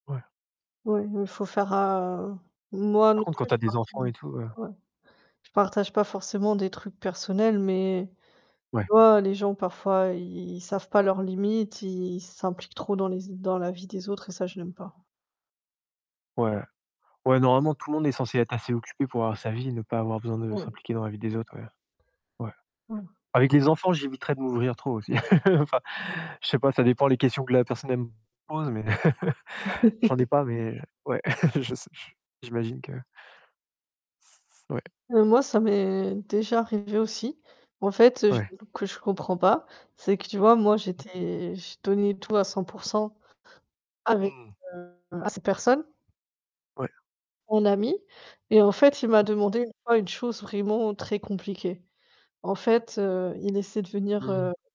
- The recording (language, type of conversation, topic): French, unstructured, Quelle importance accordes-tu à la loyauté dans l’amitié ?
- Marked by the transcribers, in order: static; distorted speech; tapping; chuckle; laugh